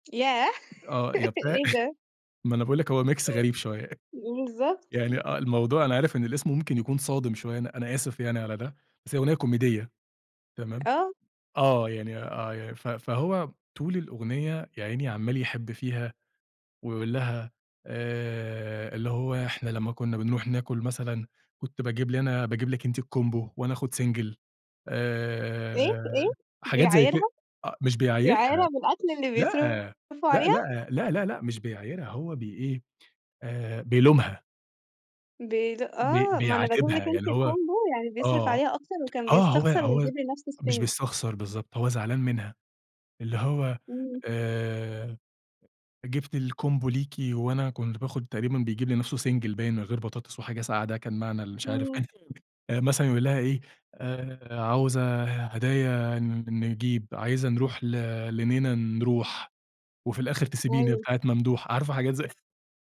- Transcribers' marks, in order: tapping; laugh; chuckle; in English: "Mix"; in English: "الCombo"; in English: "single"; in English: "Combo"; in English: "الSingle"; in English: "الCombo"; in English: "single"; chuckle
- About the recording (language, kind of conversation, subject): Arabic, podcast, إزاي بتختار الأغاني لبلاي ليست مشتركة؟